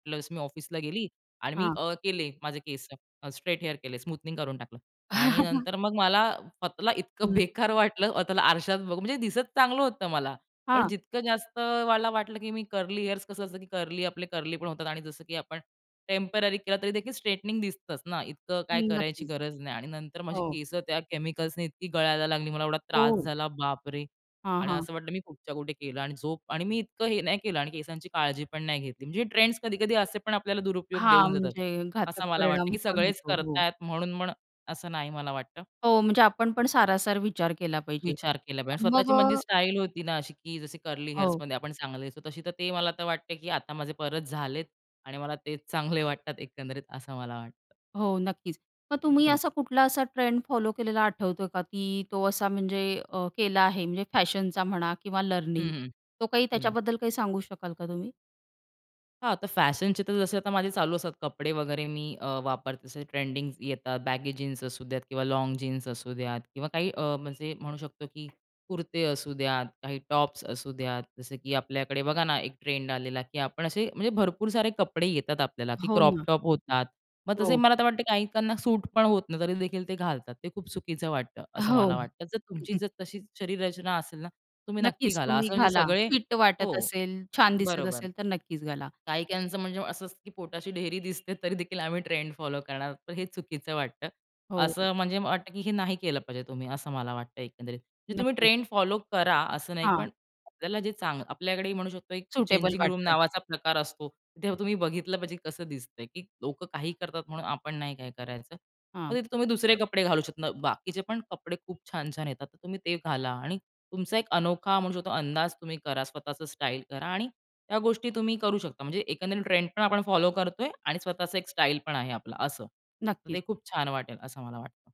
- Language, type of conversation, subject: Marathi, podcast, तुम्ही ट्रेंड आणि स्वतःपण यांचा समतोल कसा साधता?
- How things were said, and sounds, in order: in English: "प्लस"; in English: "स्ट्रेट हेअर"; in English: "स्मूथनिंग"; chuckle; in English: "कर्ली हेअर्स"; in English: "कर्ली"; in English: "कर्ली"; in English: "टेम्पररी"; in English: "स्ट्रेटनिंग"; in English: "केमिकल्सने"; in English: "कर्ली हेअर्स"; in English: "लर्निंग"; horn; in English: "क्रॉप टॉप"; chuckle; other background noise; in English: "सुटेबल"; in English: "चेंजिंग रूम"